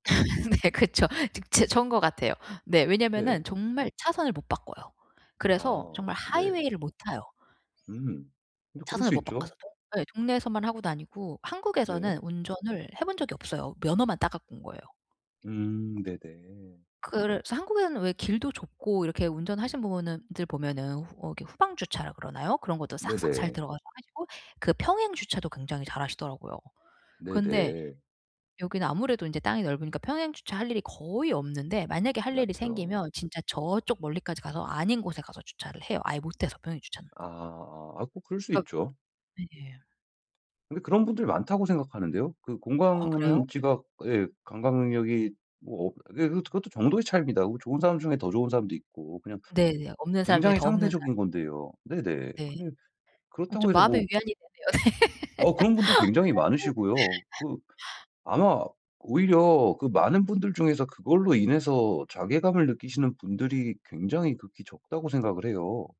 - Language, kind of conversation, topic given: Korean, advice, 실수를 해도 제 가치는 변하지 않는다고 느끼려면 어떻게 해야 하나요?
- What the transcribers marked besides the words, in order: laughing while speaking: "네 그쵸"; other background noise; tapping; laugh; unintelligible speech